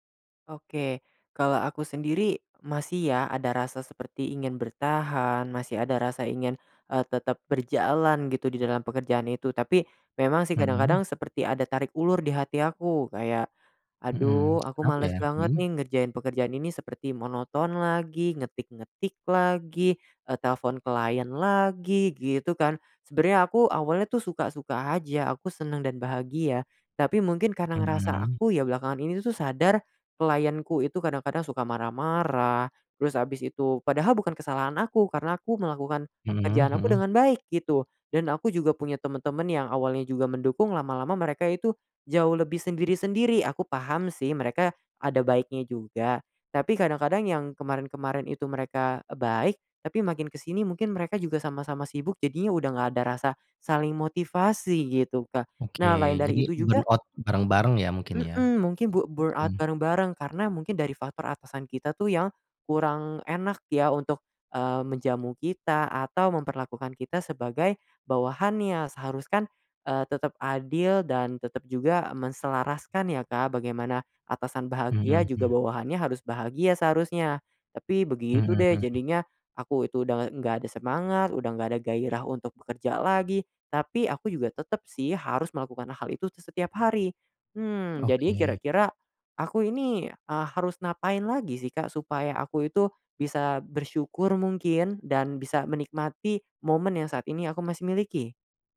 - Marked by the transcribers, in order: tongue click; in English: "burnout"; in English: "bur burnout"
- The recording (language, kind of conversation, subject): Indonesian, advice, Bagaimana cara mengatasi hilangnya motivasi dan semangat terhadap pekerjaan yang dulu saya sukai?